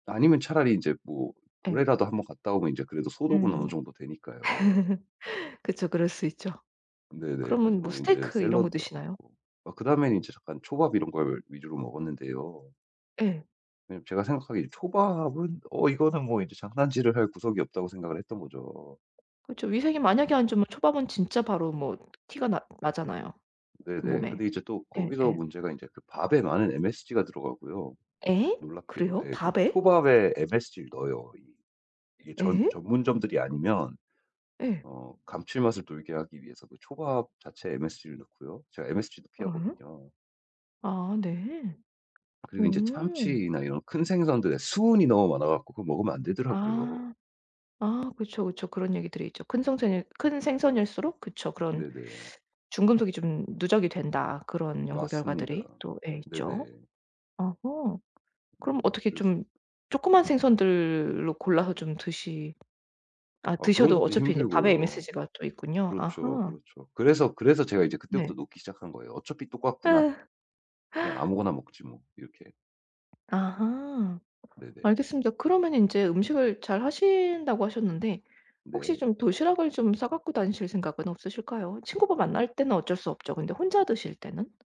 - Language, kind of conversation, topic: Korean, advice, 외식할 때 건강한 메뉴를 고르기 어려운 이유는 무엇인가요?
- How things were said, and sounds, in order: other background noise; laugh; tapping; gasp